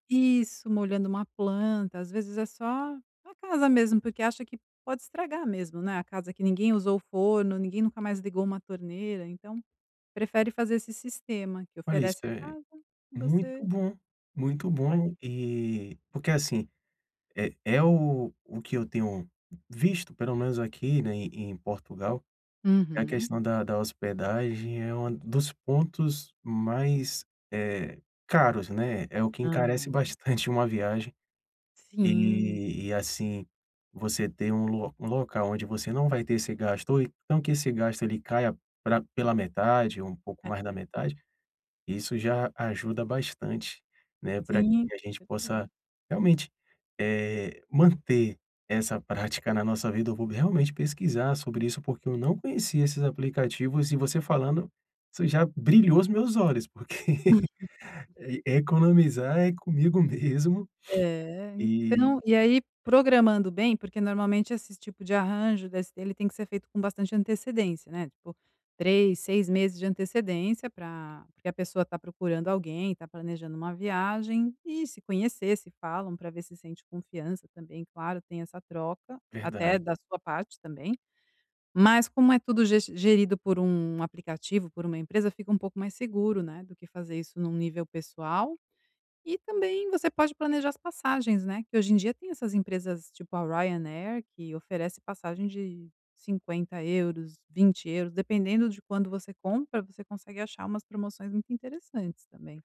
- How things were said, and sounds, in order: laugh; sniff
- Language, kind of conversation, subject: Portuguese, advice, Como economizar sem perder qualidade de vida e ainda aproveitar pequenas alegrias?